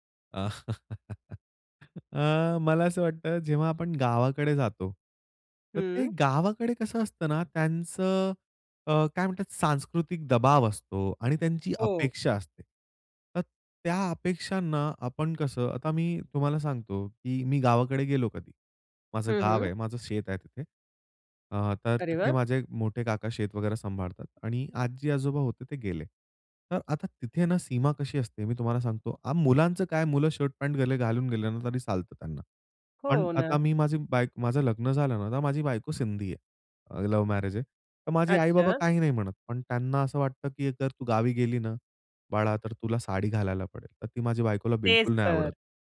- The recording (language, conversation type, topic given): Marathi, podcast, आराम अधिक महत्त्वाचा की चांगलं दिसणं अधिक महत्त्वाचं, असं तुम्हाला काय वाटतं?
- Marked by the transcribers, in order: laugh; tapping